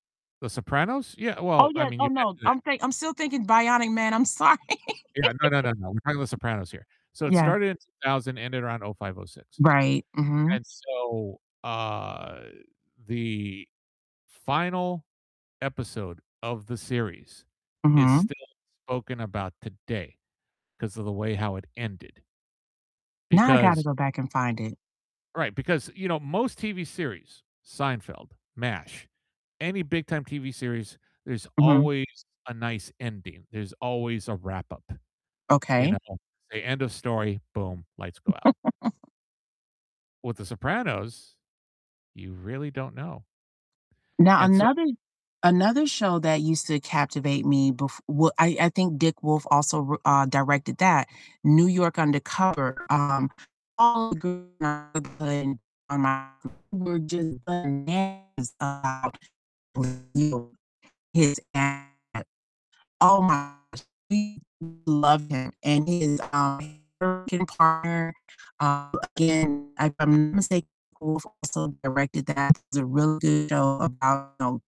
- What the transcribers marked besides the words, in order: distorted speech; laughing while speaking: "sorry"; laugh; static; drawn out: "uh"; chuckle; unintelligible speech; unintelligible speech
- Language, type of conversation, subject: English, unstructured, What TV show can you watch over and over again?
- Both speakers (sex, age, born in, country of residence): female, 45-49, United States, United States; male, 60-64, United States, United States